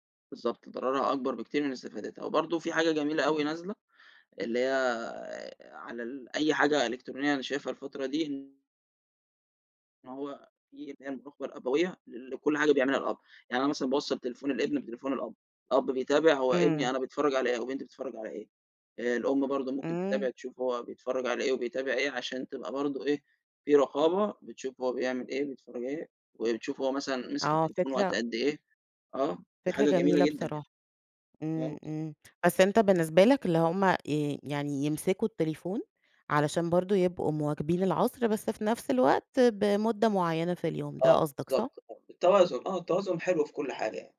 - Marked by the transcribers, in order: unintelligible speech
- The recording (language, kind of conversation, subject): Arabic, podcast, إيه نصايحك لتنظيم وقت الشاشة؟